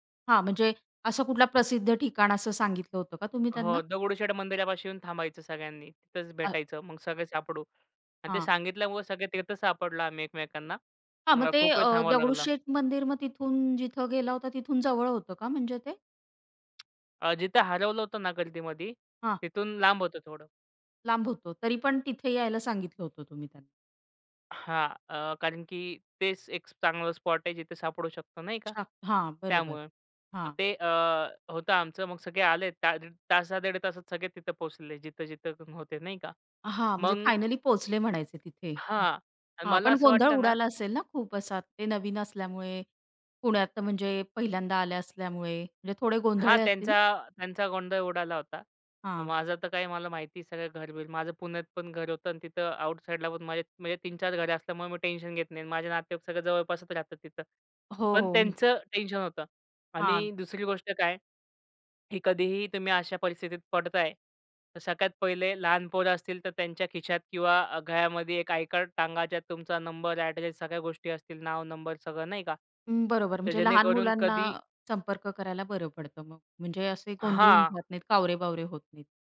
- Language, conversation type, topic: Marathi, podcast, एकट्याने प्रवास करताना वाट चुकली तर तुम्ही काय करता?
- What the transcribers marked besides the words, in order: tapping; other background noise; other noise; in English: "आउटसाइडला"; in English: "ॲड्रेस"